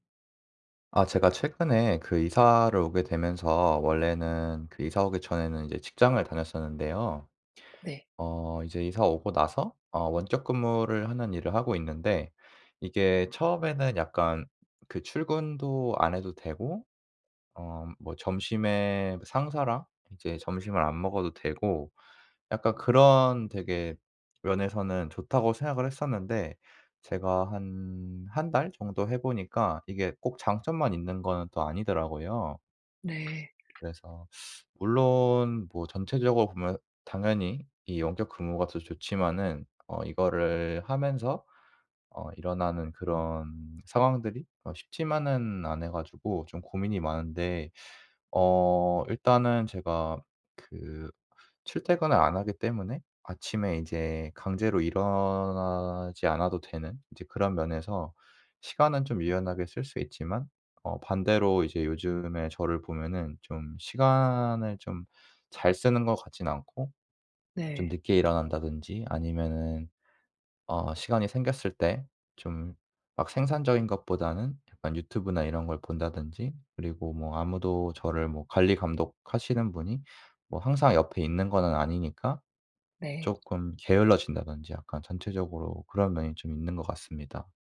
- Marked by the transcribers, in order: other background noise; teeth sucking; "않아" said as "않애"
- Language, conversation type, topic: Korean, advice, 원격·하이브리드 근무로 달라진 업무 방식에 어떻게 적응하면 좋을까요?